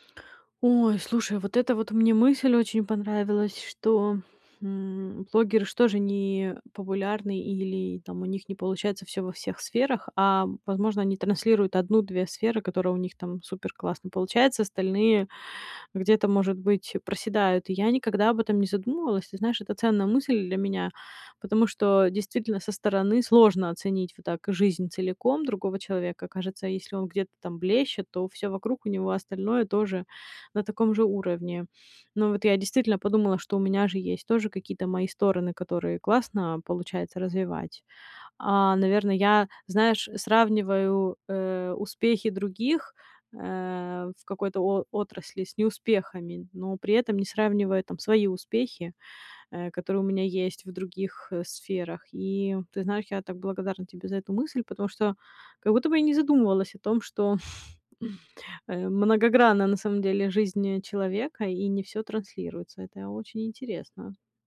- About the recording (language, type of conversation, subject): Russian, advice, Как справиться с чувством фальши в соцсетях из-за постоянного сравнения с другими?
- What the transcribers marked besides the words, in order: tapping; chuckle